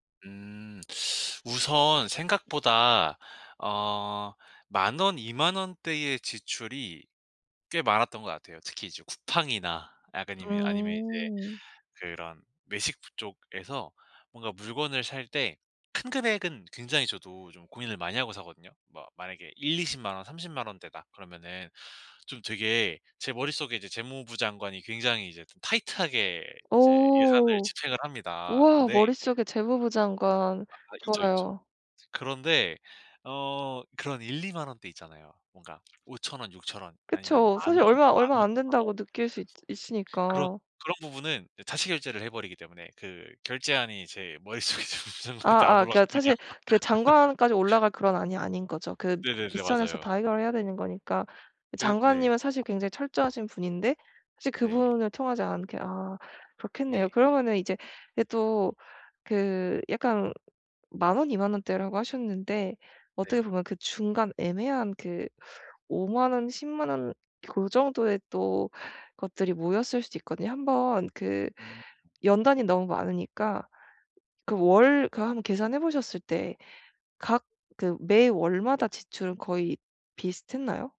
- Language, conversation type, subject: Korean, advice, 예산을 재구성해 지출을 줄이는 가장 쉬운 방법은 무엇인가요?
- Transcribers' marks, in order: teeth sucking; laughing while speaking: "머릿속에 재무부 장관한테 안 올라갑니다"; laugh